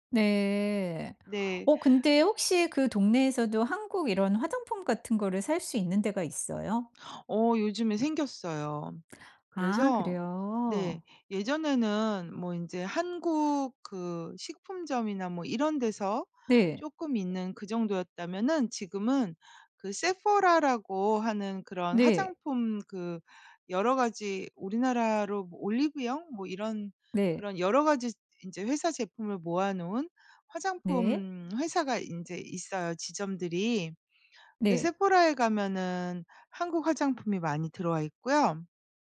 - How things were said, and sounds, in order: put-on voice: "세포라라고"; put-on voice: "세포라에"
- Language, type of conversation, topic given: Korean, podcast, 현지인들과 친해지게 된 계기 하나를 솔직하게 이야기해 주실래요?